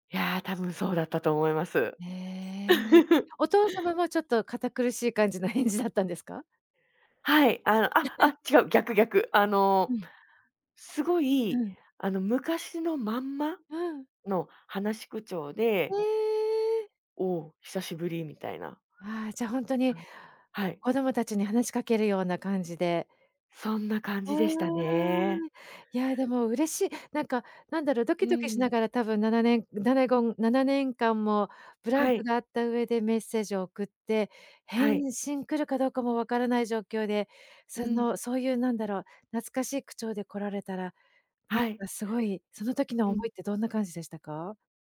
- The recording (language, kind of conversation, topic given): Japanese, podcast, 疎遠になった親と、もう一度関係を築き直すには、まず何から始めればよいですか？
- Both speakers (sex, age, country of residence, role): female, 35-39, Japan, guest; female, 50-54, Japan, host
- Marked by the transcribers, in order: other background noise; laugh; laughing while speaking: "返事"; laugh; put-on voice: "おお、久しぶり"; tapping